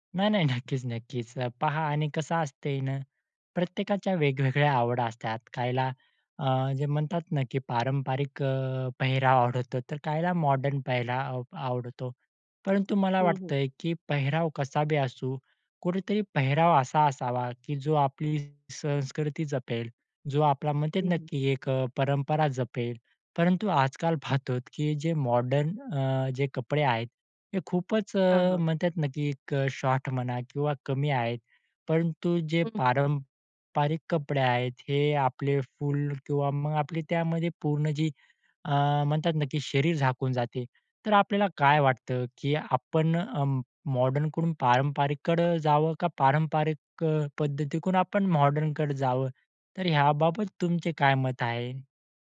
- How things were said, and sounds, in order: tapping; other background noise
- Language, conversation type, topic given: Marathi, podcast, परंपरागत आणि आधुनिक वस्त्रांमध्ये तुम्हाला काय अधिक आवडते?